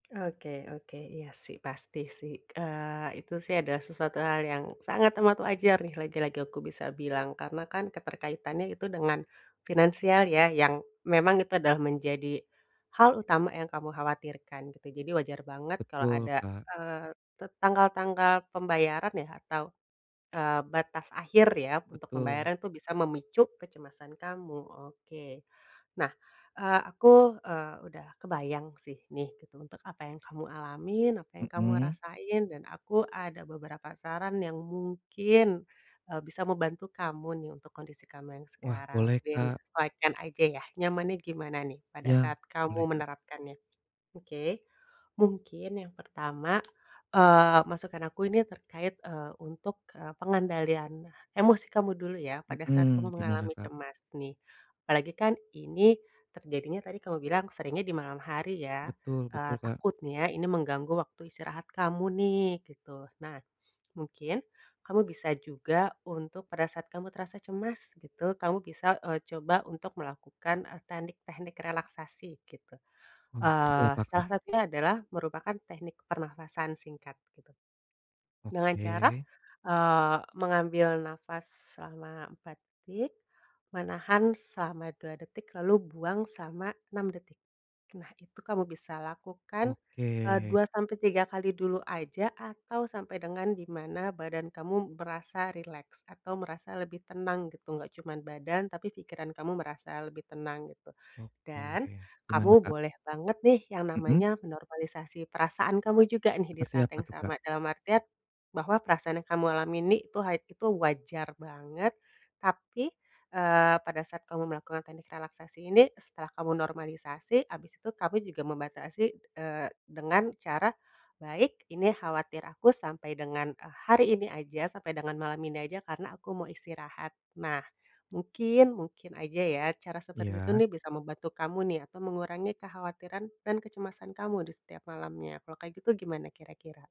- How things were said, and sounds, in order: tapping
- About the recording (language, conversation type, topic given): Indonesian, advice, Bagaimana saya bisa mengatasi kecemasan akibat ketidakpastian keuangan?